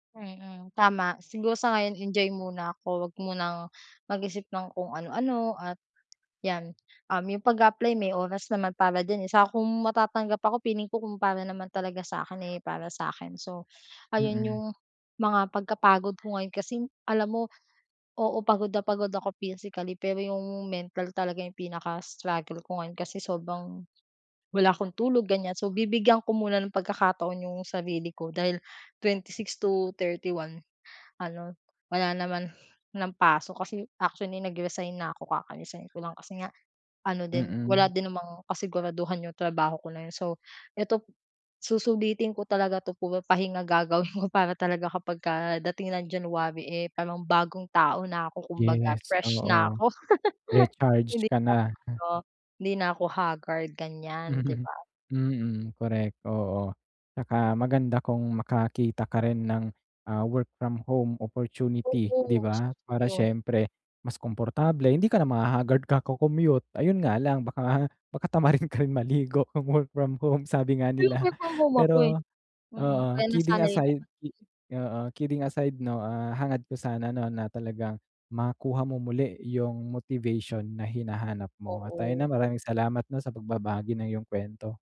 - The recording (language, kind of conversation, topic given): Filipino, advice, Bakit nawawala ang motibasyon ko at paano ko malalabanan ang mental na pagkapagod?
- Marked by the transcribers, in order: other background noise; laugh; chuckle